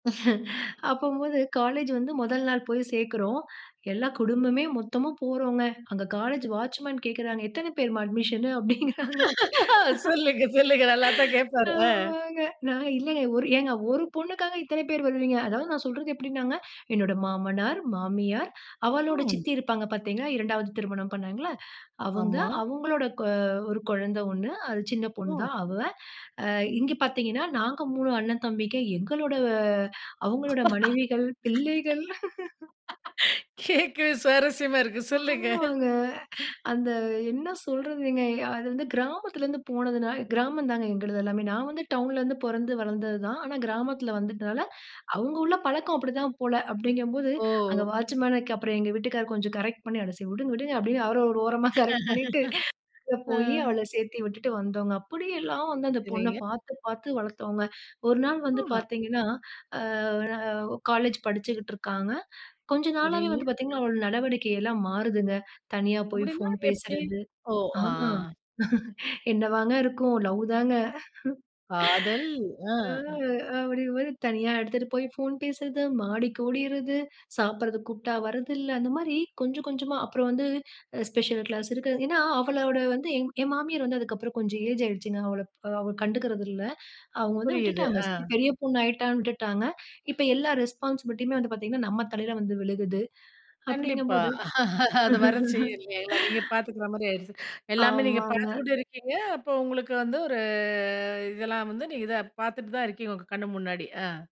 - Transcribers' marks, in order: chuckle; laughing while speaking: "எத்தனை பேர்மா அட்மிஷன்னு? அப்படிங்கிறாங்க. ஆமாங்க"; laughing while speaking: "சொல்லுங்க, சொல்லுங்க. நல்லாத்தான் கேட்பாரு. அ"; in English: "அட்மிஷன்னு?"; other background noise; laughing while speaking: "கேட்கவே சுவாரஸ்யமா இருக்கு. சொல்லுங்க!"; laughing while speaking: "மனைவிகள், பிள்ளைகள்"; tapping; drawn out: "ஆமாங்க"; laughing while speaking: "கொஞ்சம் கரெக்ட் பண்ணி அ விடுங்க விடுங்க அப்படின்னு அவர ஒரு ஓரமா, கரெக்ட் பண்ணிட்டு"; laugh; laughing while speaking: "என்னவாங்க இருக்கும்? லவ் தாங்க!"; drawn out: "காதல்!"; in English: "ஸ்பெஷல் கிளாஸ்"; other noise; in English: "ரெஸ்பான்ஸிபிலிட்டியுமே"; chuckle; laugh; drawn out: "ஆமாங்க"; drawn out: "ஒரு"
- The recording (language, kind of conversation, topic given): Tamil, podcast, ஒரு சம்பவத்தை உடனே பகிராமல், சிறிது காத்திருந்து அனுபவிப்பீர்களா?